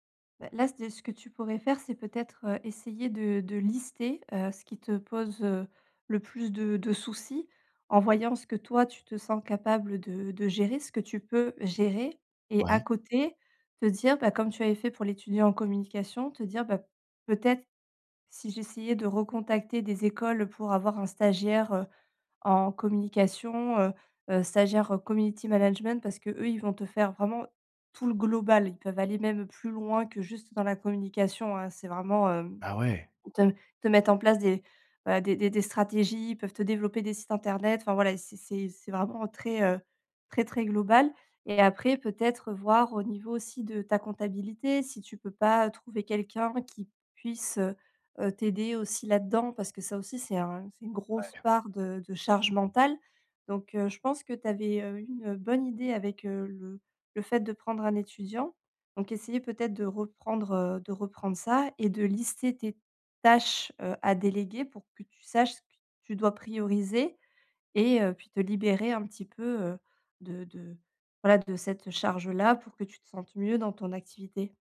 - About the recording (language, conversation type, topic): French, advice, Comment gérer la croissance de mon entreprise sans trop de stress ?
- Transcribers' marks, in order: none